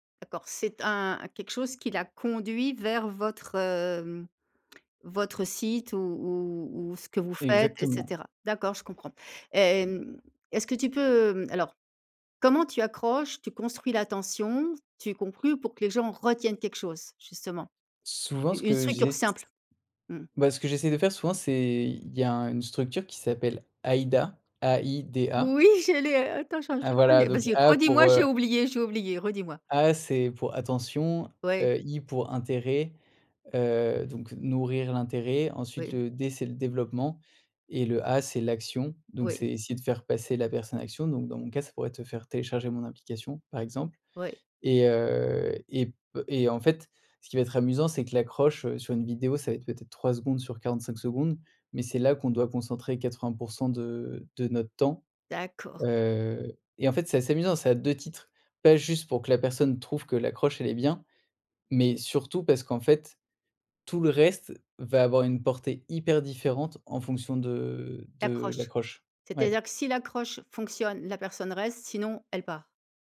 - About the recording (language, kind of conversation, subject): French, podcast, Qu’est-ce qui, selon toi, fait un bon storytelling sur les réseaux sociaux ?
- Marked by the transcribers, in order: stressed: "retiennent"; anticipating: "Oui j'allais attends vas-y redis-moi, j'ai oublié j'ai oublié, redis-moi"; unintelligible speech; stressed: "hyper"